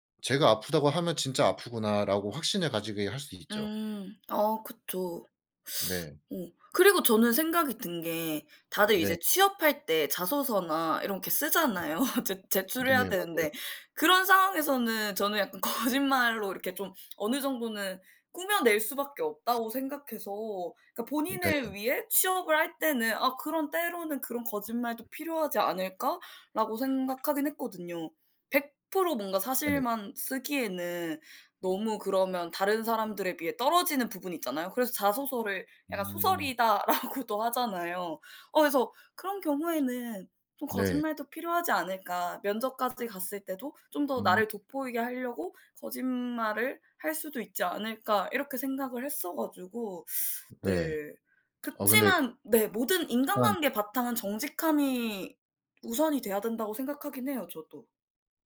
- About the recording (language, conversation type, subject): Korean, unstructured, 정직함이 언제나 최선이라고 생각하시나요?
- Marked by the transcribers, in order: other background noise; laughing while speaking: "쓰잖아요"; laughing while speaking: "거짓말로"; tapping; laughing while speaking: "소설이다.라고도"